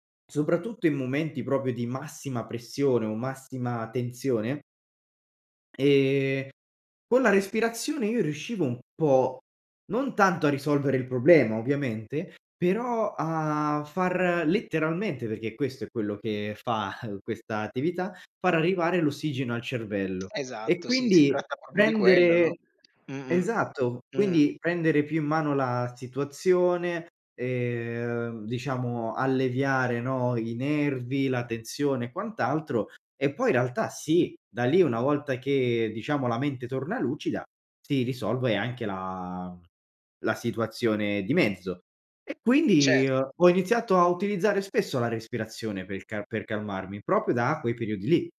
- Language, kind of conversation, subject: Italian, podcast, Come usi la respirazione per calmarti?
- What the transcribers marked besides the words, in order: "proprio" said as "propio"; "perché" said as "peché"; tapping; "proprio" said as "popio"; other background noise; "proprio" said as "propio"